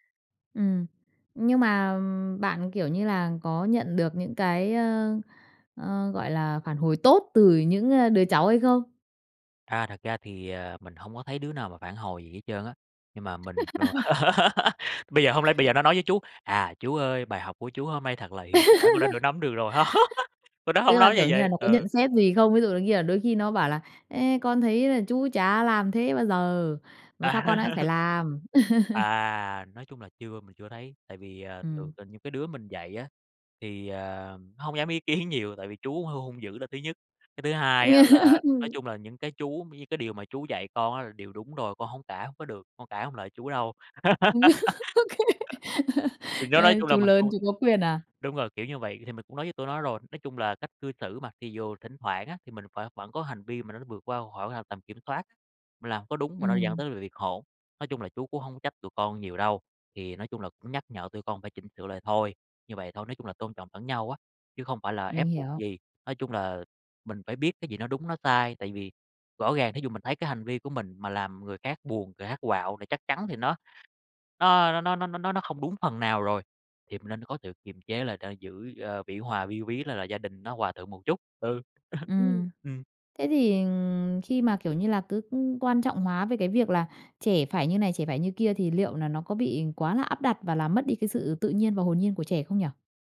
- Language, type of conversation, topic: Vietnamese, podcast, Bạn dạy con về lễ nghĩa hằng ngày trong gia đình như thế nào?
- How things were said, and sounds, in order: tapping; laugh; laugh; laughing while speaking: "ha"; laugh; laughing while speaking: "ý kiến"; laugh; laugh; other background noise; laughing while speaking: "Ô kê"; laugh